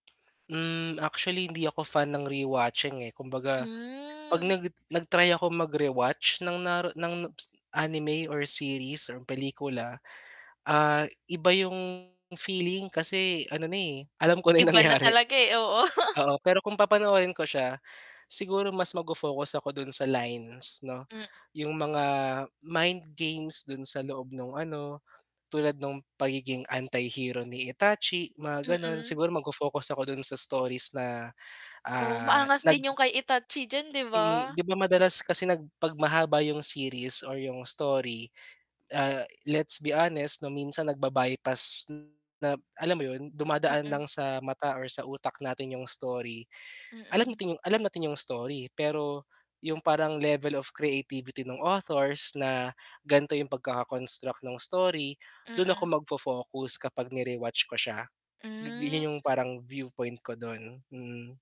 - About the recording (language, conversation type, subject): Filipino, podcast, Anong pelikula ang talagang tumatak sa’yo, at bakit?
- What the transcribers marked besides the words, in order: tapping; tongue click; distorted speech; laughing while speaking: "nangyari"; chuckle